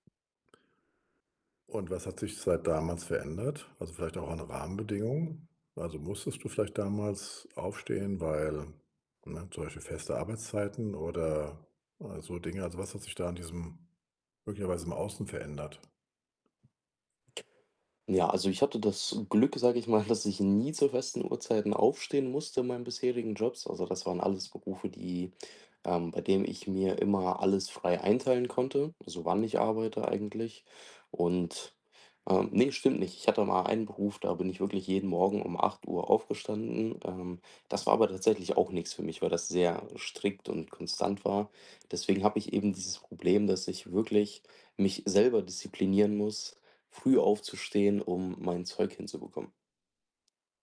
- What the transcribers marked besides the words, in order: other background noise; chuckle
- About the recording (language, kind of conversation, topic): German, advice, Wie kann ich schlechte Gewohnheiten langfristig und nachhaltig ändern?